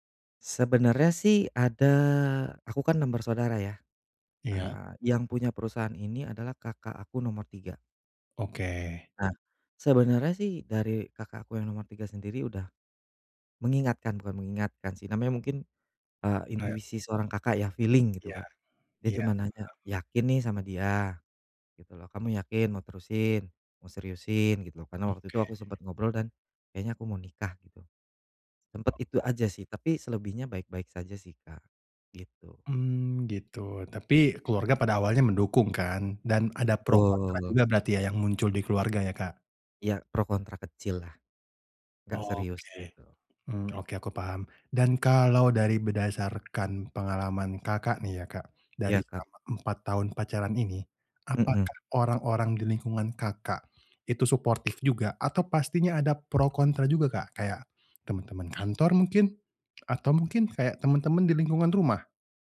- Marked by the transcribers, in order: in English: "feeling"; other background noise
- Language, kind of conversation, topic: Indonesian, advice, Bagaimana cara membangun kembali harapan pada diri sendiri setelah putus?